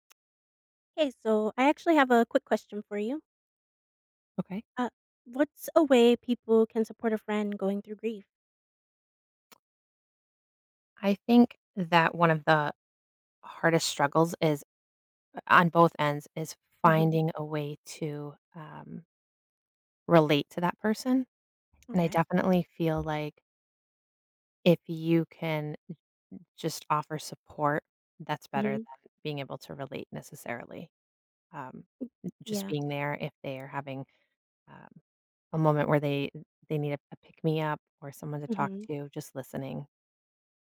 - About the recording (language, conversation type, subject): English, unstructured, How can someone support a friend who is grieving?
- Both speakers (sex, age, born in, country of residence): female, 30-34, United States, United States; female, 40-44, United States, United States
- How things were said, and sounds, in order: tapping; tsk